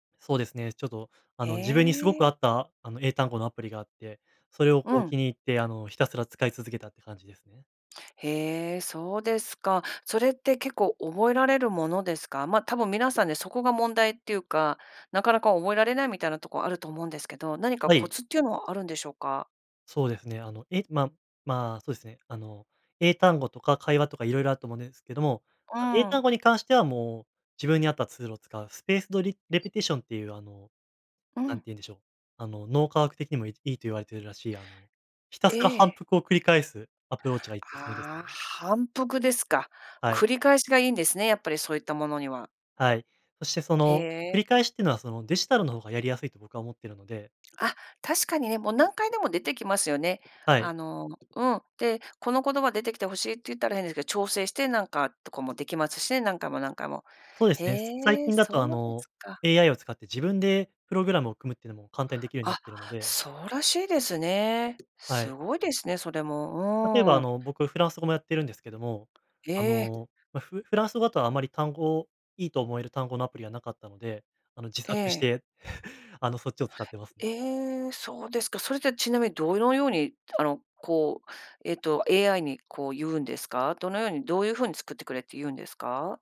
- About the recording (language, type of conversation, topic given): Japanese, podcast, 上達するためのコツは何ですか？
- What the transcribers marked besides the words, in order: in English: "スペースドリ レペティション"; other background noise; tapping; laugh